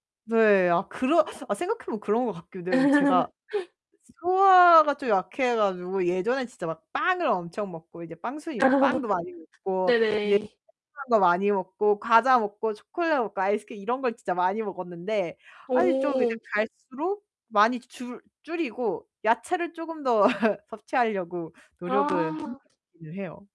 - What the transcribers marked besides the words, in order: laugh; distorted speech; laughing while speaking: "아"; unintelligible speech; laugh
- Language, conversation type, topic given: Korean, podcast, 평일 아침에는 보통 어떤 루틴으로 하루를 시작하시나요?
- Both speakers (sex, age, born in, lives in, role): female, 25-29, South Korea, Germany, guest; female, 25-29, South Korea, Sweden, host